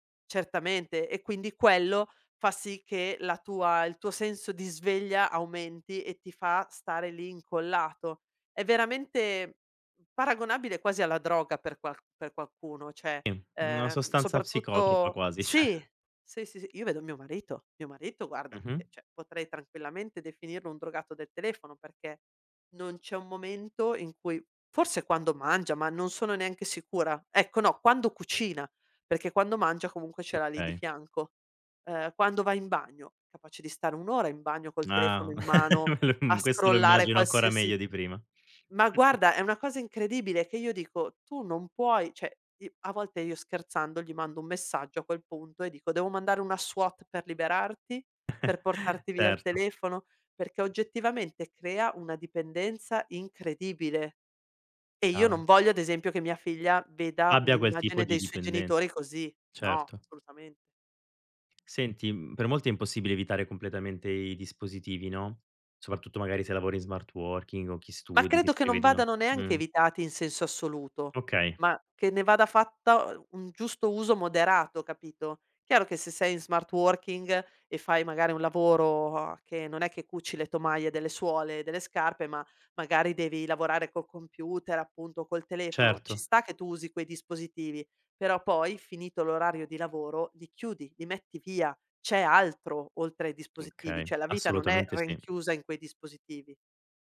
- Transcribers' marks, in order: tapping; "cioè" said as "ceh"; laughing while speaking: "ceh"; "cioè" said as "ceh"; "cioè" said as "ceh"; chuckle; laughing while speaking: "me lo m"; unintelligible speech; "cioè" said as "ceh"; in English: "SWAT"; chuckle; "Cioè" said as "ceh"; "rinchiusa" said as "renchiusa"
- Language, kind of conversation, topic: Italian, podcast, Come gestisci schermi e tecnologia prima di andare a dormire?